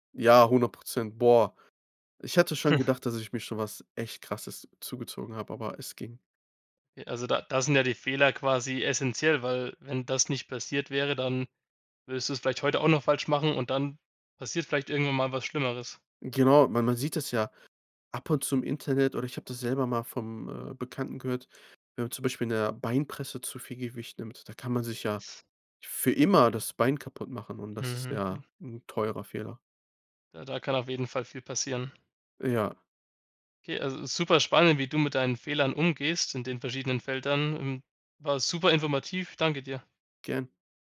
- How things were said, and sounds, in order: chuckle
- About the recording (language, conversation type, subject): German, podcast, Welche Rolle spielen Fehler in deinem Lernprozess?